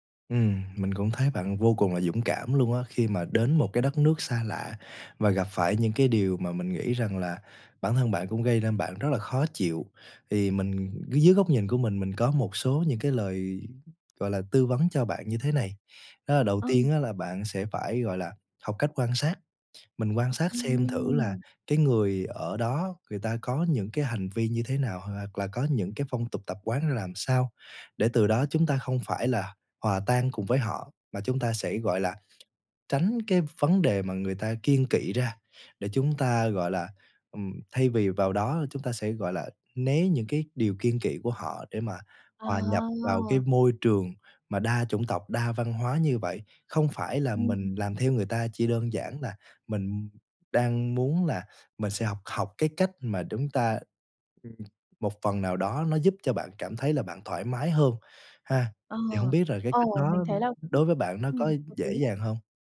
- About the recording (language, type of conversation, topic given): Vietnamese, advice, Bạn đã trải nghiệm sốc văn hóa, bối rối về phong tục và cách giao tiếp mới như thế nào?
- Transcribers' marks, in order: tapping; horn; other background noise